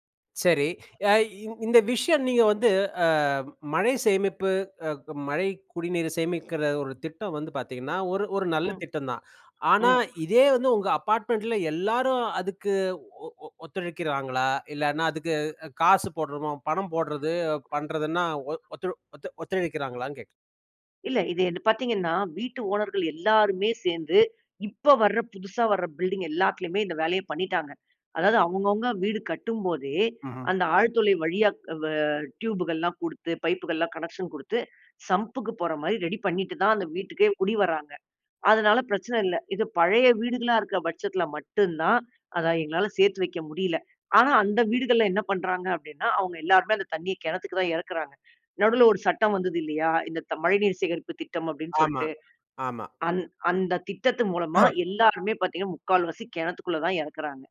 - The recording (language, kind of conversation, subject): Tamil, podcast, வீட்டில் மழைநீர் சேமிப்பை எளிய முறையில் எப்படி செய்யலாம்?
- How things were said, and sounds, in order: other background noise; in English: "அப்பார்ட்மெண்ட்ல"; other noise; in English: "டியூபுகள்லாம்"; in English: "பைப்புகள்லாம், கனெக்க்ஷன்"; in English: "சம்புக்கு"; grunt